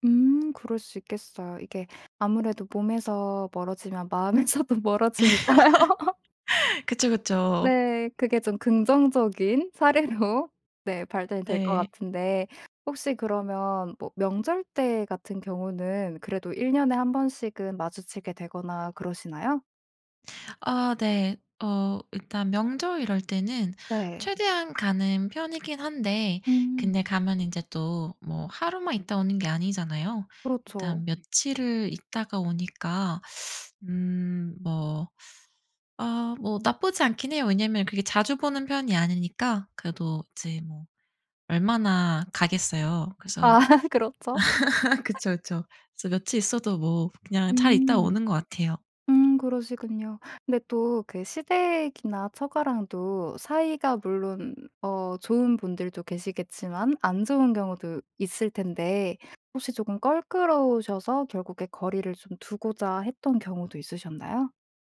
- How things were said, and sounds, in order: other background noise; laughing while speaking: "마음에서도 멀어지니까요"; laugh; laughing while speaking: "사례로"; teeth sucking; tapping; laugh; laughing while speaking: "그렇죠"
- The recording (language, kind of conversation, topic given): Korean, podcast, 시댁과 처가와는 어느 정도 거리를 두는 게 좋을까요?